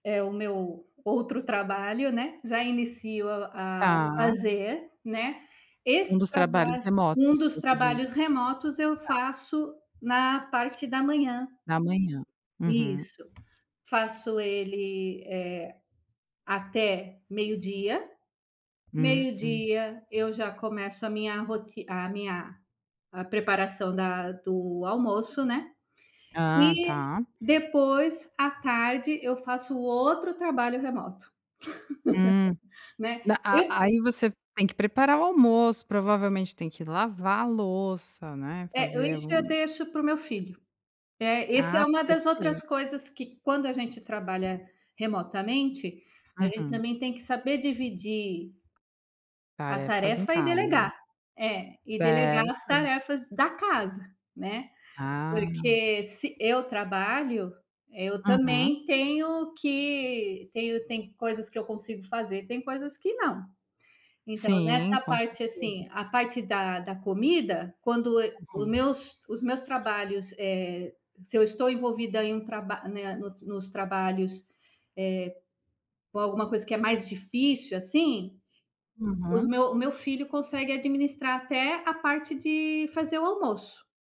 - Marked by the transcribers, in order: other background noise; tapping; laugh; "isso" said as "ixo"
- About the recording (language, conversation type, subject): Portuguese, podcast, Como você concilia as tarefas domésticas com o trabalho remoto?